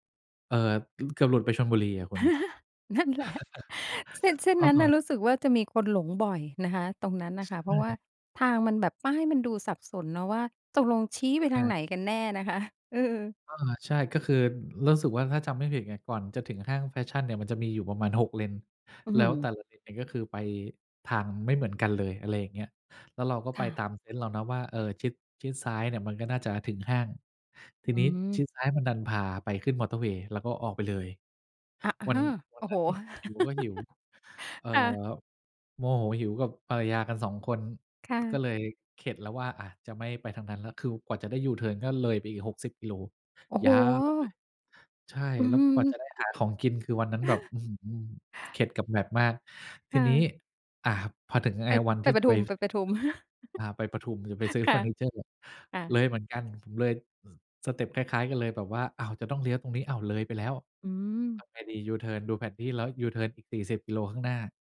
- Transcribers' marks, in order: chuckle; laughing while speaking: "นั่นแหละ"; chuckle; chuckle; chuckle; in English: "map"; tapping; chuckle
- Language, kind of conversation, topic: Thai, podcast, มีช่วงไหนที่คุณหลงทางแล้วได้บทเรียนสำคัญไหม?